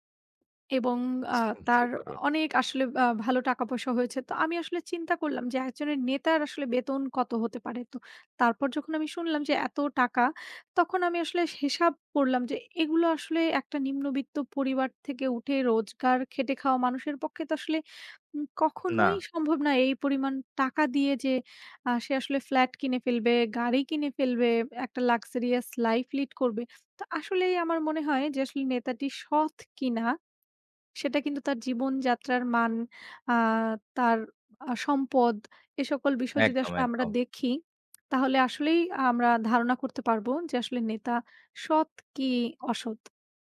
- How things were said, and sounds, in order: horn; background speech; lip smack
- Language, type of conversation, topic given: Bengali, unstructured, রাজনীতিতে সৎ নেতৃত্বের গুরুত্ব কেমন?